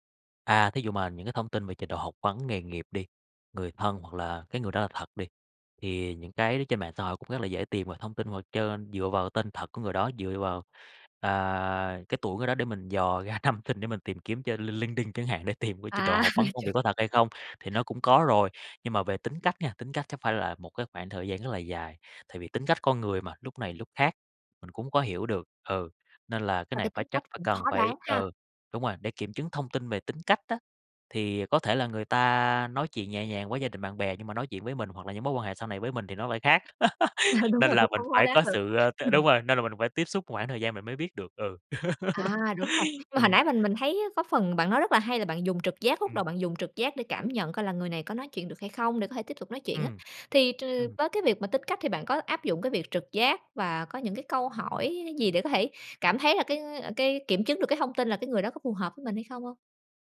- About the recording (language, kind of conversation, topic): Vietnamese, podcast, Bạn có mẹo kiểm chứng thông tin đơn giản không?
- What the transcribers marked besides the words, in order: laughing while speaking: "năm sinh"; laugh; other background noise; laughing while speaking: "Ờ"; laugh; laugh